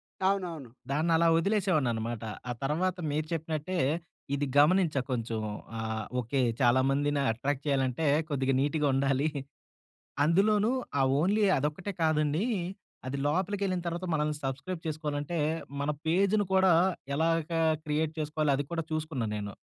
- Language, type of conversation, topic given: Telugu, podcast, స్వీయ అభ్యాసం కోసం మీ రోజువారీ విధానం ఎలా ఉంటుంది?
- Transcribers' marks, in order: in English: "అట్రాక్ట్"; in English: "నీట్‌గా"; in English: "ఓన్లీ"; in English: "సబ్స్‌క్రైబ్"; in English: "క్రియేట్"